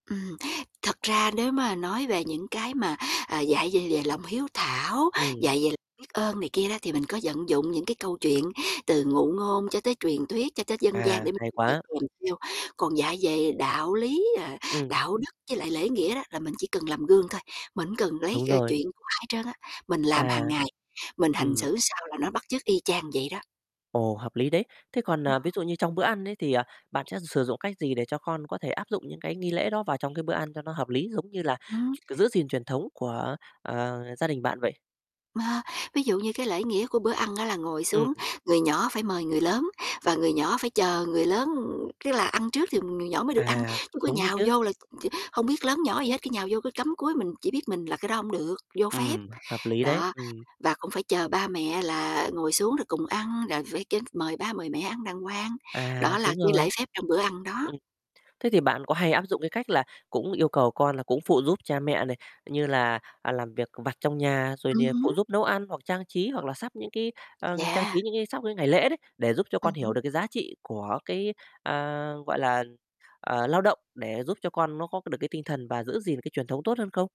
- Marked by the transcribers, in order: other background noise; distorted speech; tapping
- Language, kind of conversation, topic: Vietnamese, podcast, Bạn có thể chia sẻ cách dạy trẻ gìn giữ truyền thống trong gia đình không?